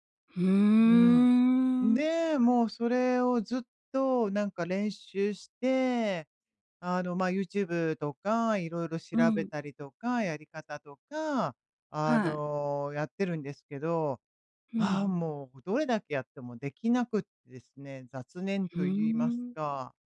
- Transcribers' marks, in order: none
- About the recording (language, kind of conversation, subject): Japanese, advice, 瞑想や呼吸法を続けられず、挫折感があるのですが、どうすれば続けられますか？